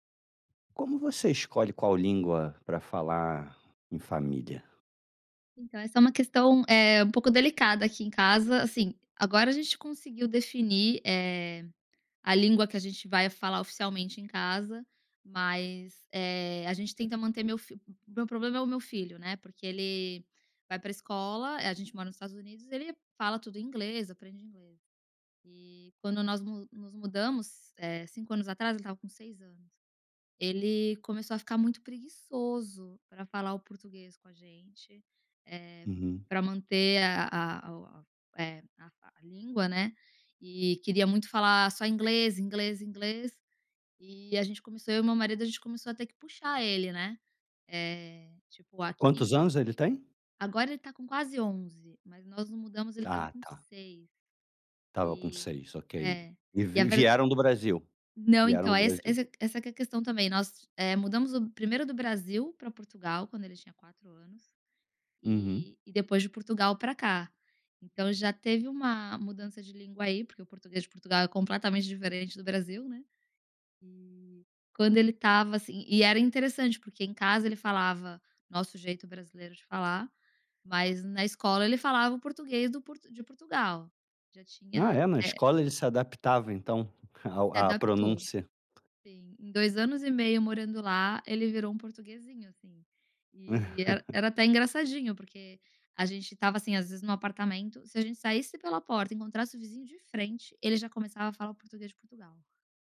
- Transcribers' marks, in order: chuckle
- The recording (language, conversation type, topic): Portuguese, podcast, Como escolher qual língua falar em família?